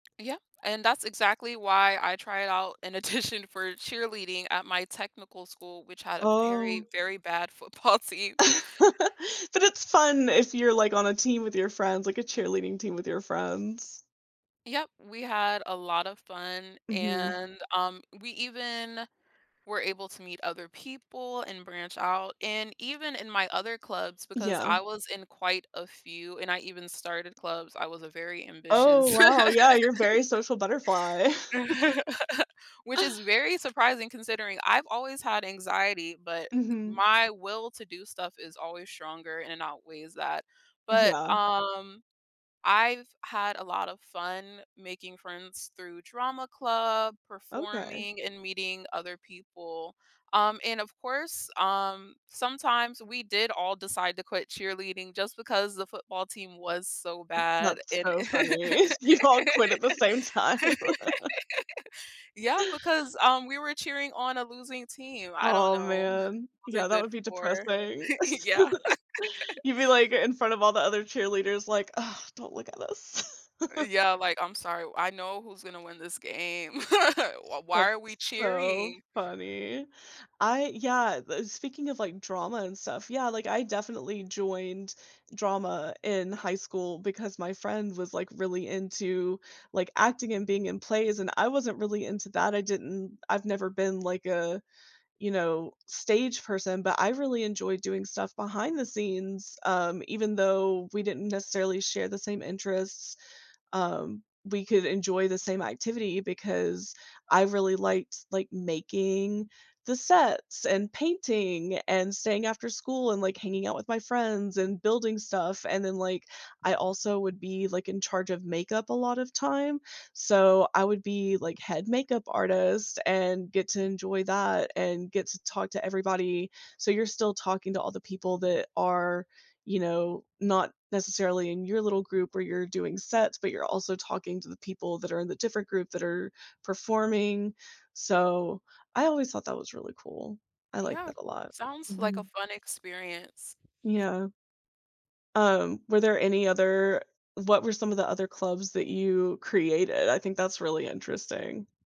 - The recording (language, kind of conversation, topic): English, unstructured, How did joining different clubs shape our individual passions and hobbies?
- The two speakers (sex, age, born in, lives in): female, 25-29, United States, United States; female, 30-34, United States, United States
- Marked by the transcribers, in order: laughing while speaking: "addition"; background speech; laughing while speaking: "football"; laugh; other background noise; tapping; laugh; laughing while speaking: "You all"; laugh; laugh; laugh; laugh